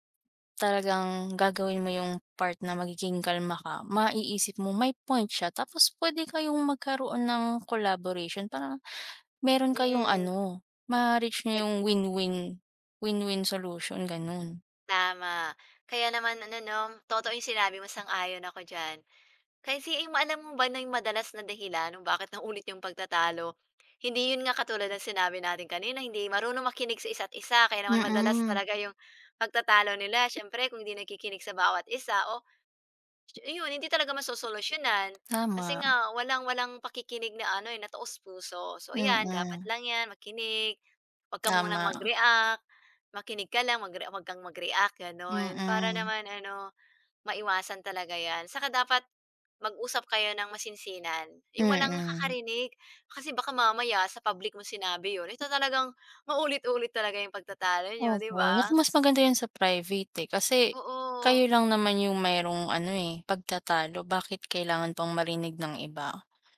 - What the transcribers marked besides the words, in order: lip smack; lip smack
- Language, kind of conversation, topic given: Filipino, unstructured, Ano ang ginagawa mo para maiwasan ang paulit-ulit na pagtatalo?
- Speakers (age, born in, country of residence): 20-24, Philippines, Philippines; 40-44, Philippines, Philippines